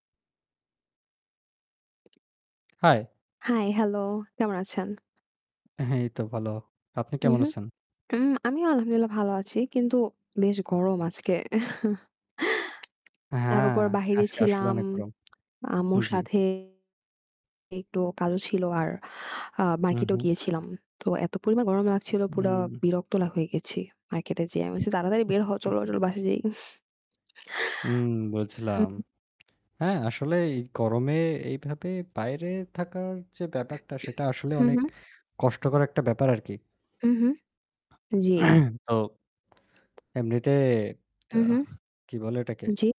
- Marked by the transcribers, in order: tapping; other background noise; static; in Arabic: "আলহামদুলিল্লাহ"; chuckle; distorted speech; other noise; chuckle; throat clearing
- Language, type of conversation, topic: Bengali, unstructured, কেউ যদি আপনার পরিচয় ভুল বোঝে, আপনি কীভাবে প্রতিক্রিয়া দেখান?